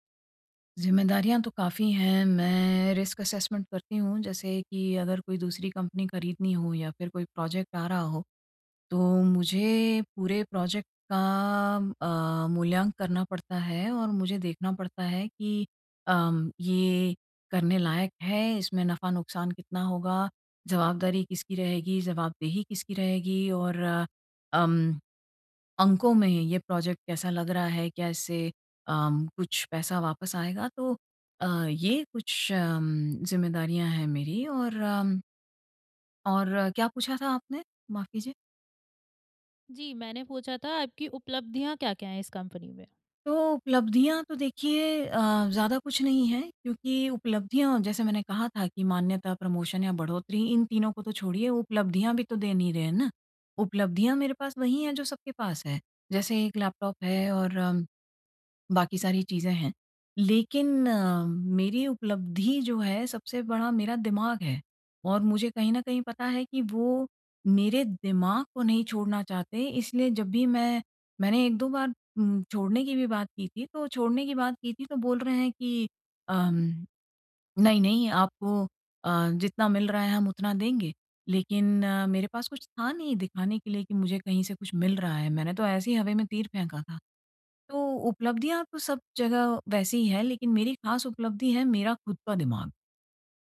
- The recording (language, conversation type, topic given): Hindi, advice, प्रमोन्नति और मान्यता न मिलने पर मुझे नौकरी कब बदलनी चाहिए?
- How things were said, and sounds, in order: in English: "रिस्क असेसमेंट"; in English: "प्रोजेक्ट"; in English: "प्रोजेक्ट"; in English: "प्रोजेक्ट"; in English: "प्रमोशन"